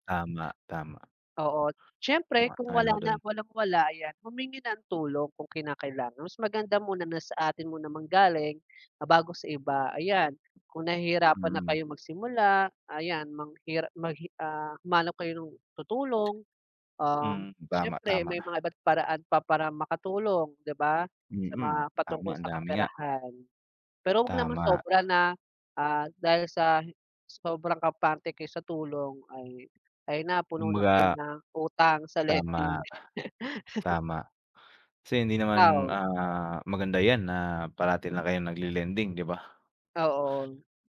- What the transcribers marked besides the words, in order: tapping; laugh
- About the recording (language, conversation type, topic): Filipino, unstructured, Paano mo nililinaw ang usapan tungkol sa pera sa isang relasyon?